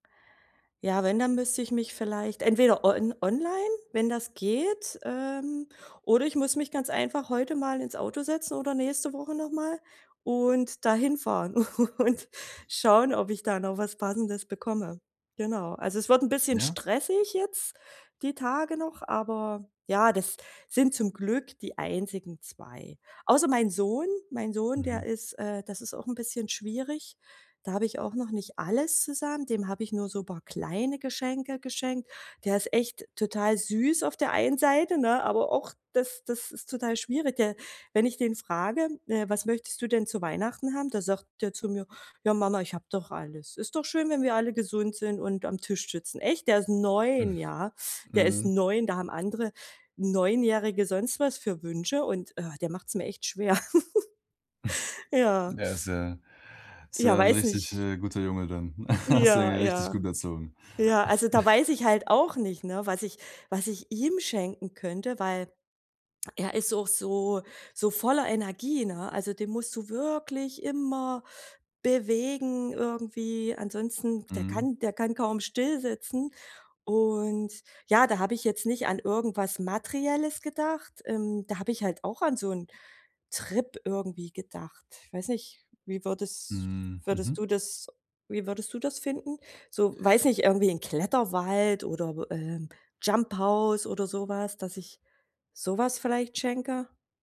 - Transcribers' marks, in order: laughing while speaking: "und"; other background noise; chuckle; stressed: "neun"; laugh; chuckle; chuckle; stressed: "ihm"; stressed: "wirklich"; drawn out: "Und"
- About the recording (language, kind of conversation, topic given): German, advice, Wie finde ich passende Geschenke für verschiedene Anlässe?
- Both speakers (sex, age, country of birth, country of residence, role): female, 40-44, Germany, Germany, user; male, 20-24, Germany, Germany, advisor